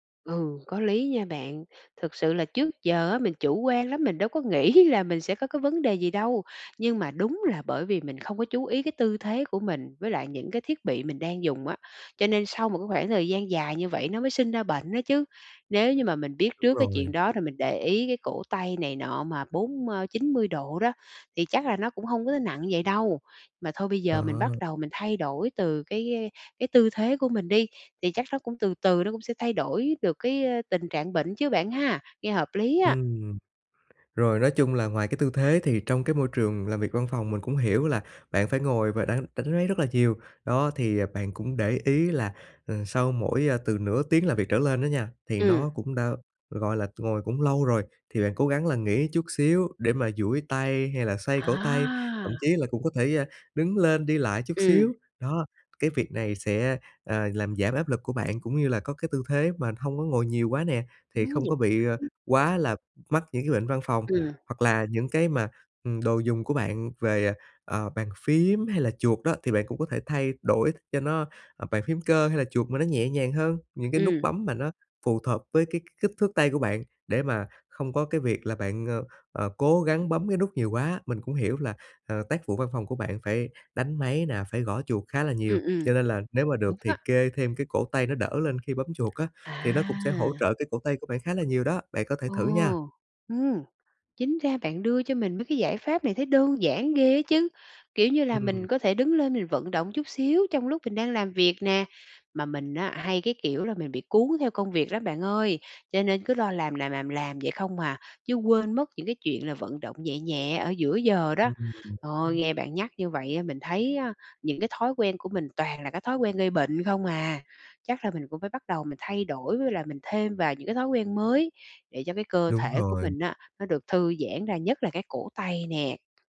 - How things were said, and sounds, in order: tapping; laughing while speaking: "nghĩ"; unintelligible speech; "hợp" said as "thợp"
- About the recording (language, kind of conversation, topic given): Vietnamese, advice, Sau khi nhận chẩn đoán bệnh mới, tôi nên làm gì để bớt lo lắng về sức khỏe và lên kế hoạch cho cuộc sống?